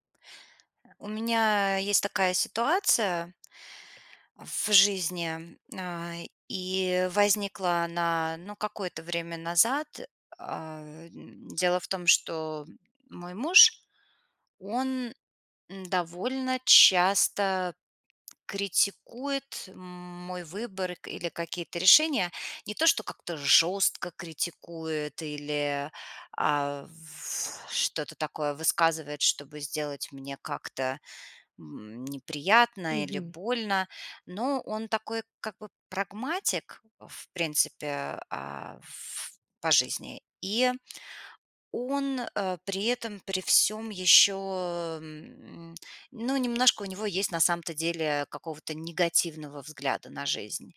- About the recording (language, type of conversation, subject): Russian, advice, Как реагировать, если близкий человек постоянно критикует мои выборы и решения?
- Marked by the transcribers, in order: other noise